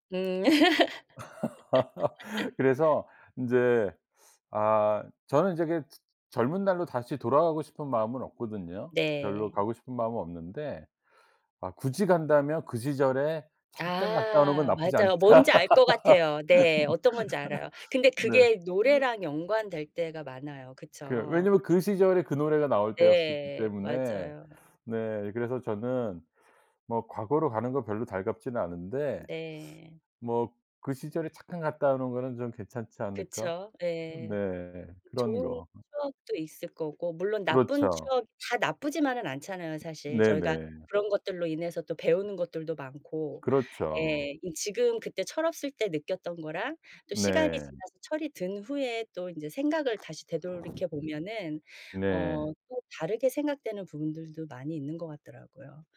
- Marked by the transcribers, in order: laugh; other background noise; laughing while speaking: "않다"; laugh; other noise
- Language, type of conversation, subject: Korean, podcast, 인생 곡을 하나만 꼽는다면 어떤 곡인가요?